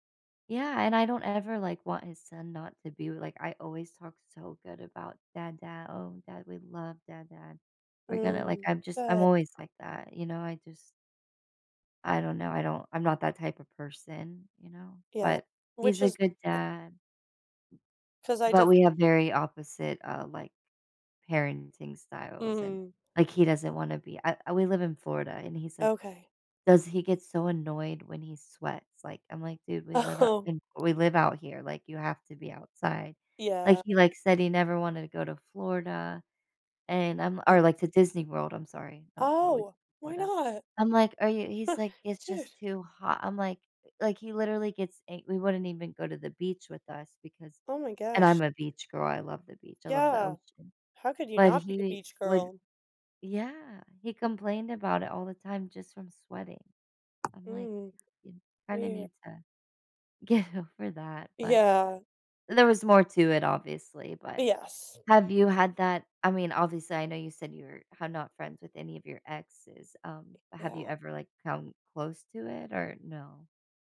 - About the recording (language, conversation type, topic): English, unstructured, Is it okay to stay friends with an ex?
- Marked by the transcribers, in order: laughing while speaking: "Oh"; surprised: "Oh!"; laughing while speaking: "not?"; chuckle; tapping; laughing while speaking: "get over"; laughing while speaking: "Yeah"